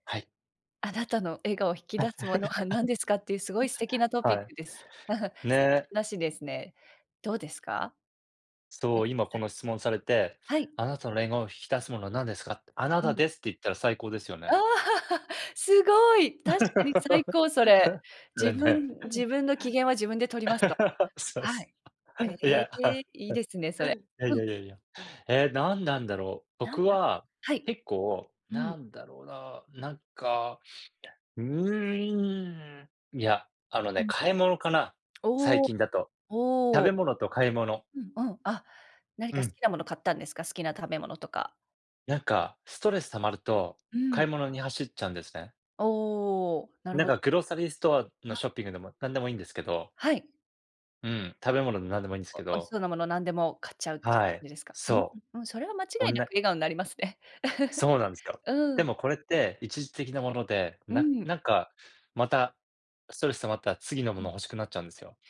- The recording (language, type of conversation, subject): Japanese, unstructured, あなたの笑顔を引き出すものは何ですか？
- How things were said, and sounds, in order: chuckle; laughing while speaking: "ものは"; tapping; other background noise; chuckle; unintelligible speech; laughing while speaking: "ああ"; laugh; laughing while speaking: "そう、そう。いや"; in English: "グローサリーストア"; unintelligible speech; laughing while speaking: "笑顔んなりますね"; chuckle